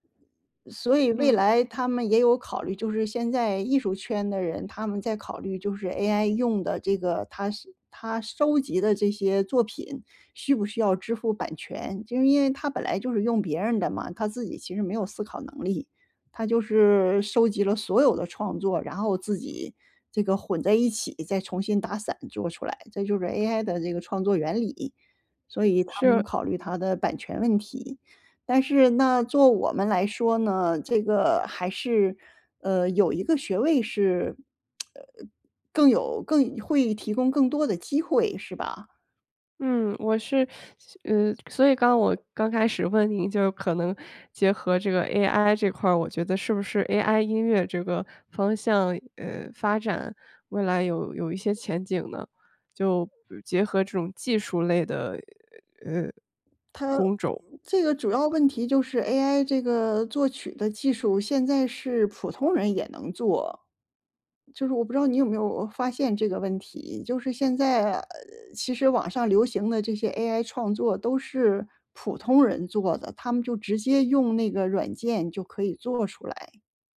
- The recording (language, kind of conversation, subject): Chinese, advice, 你是否考虑回学校进修或重新学习新技能？
- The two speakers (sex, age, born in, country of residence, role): female, 30-34, China, United States, user; female, 55-59, China, United States, advisor
- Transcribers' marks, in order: lip smack; other background noise